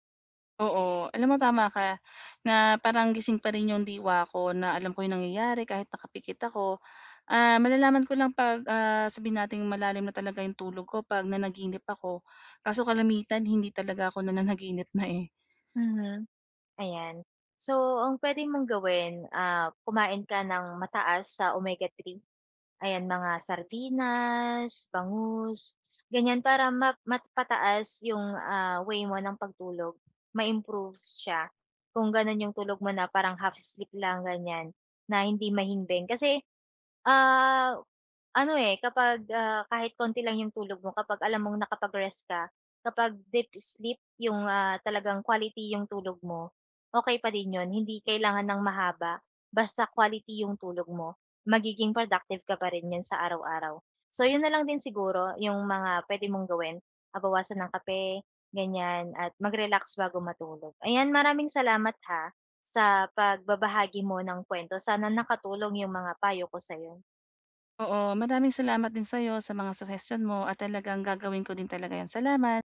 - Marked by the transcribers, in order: "kalimitan" said as "kalamitan"
- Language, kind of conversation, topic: Filipino, advice, Paano ko mapapanatili ang regular na oras ng pagtulog araw-araw?